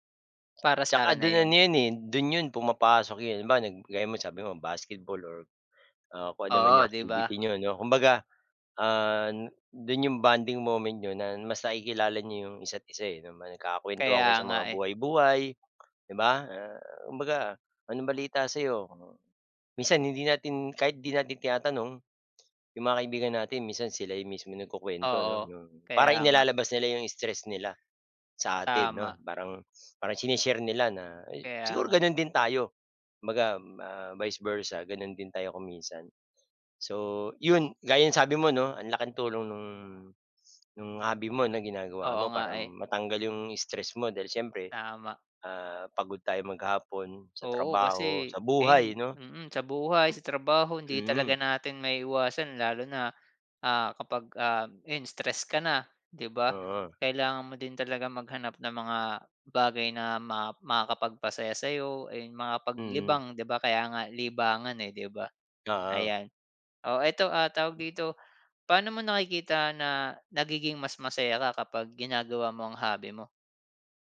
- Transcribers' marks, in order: throat clearing
- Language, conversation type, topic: Filipino, unstructured, Paano mo ginagamit ang libangan mo para mas maging masaya?